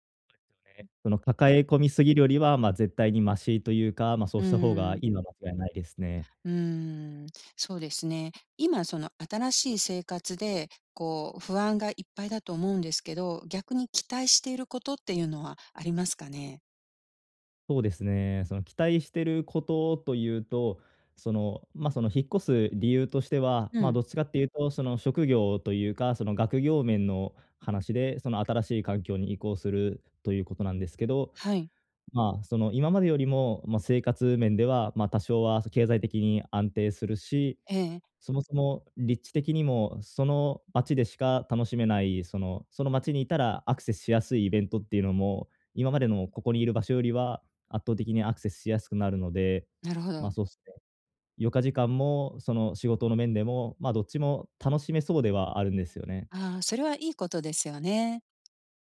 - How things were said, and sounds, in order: other background noise
- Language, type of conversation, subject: Japanese, advice, 慣れた環境から新しい生活へ移ることに不安を感じていますか？
- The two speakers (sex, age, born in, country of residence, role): female, 55-59, Japan, United States, advisor; male, 20-24, Japan, Japan, user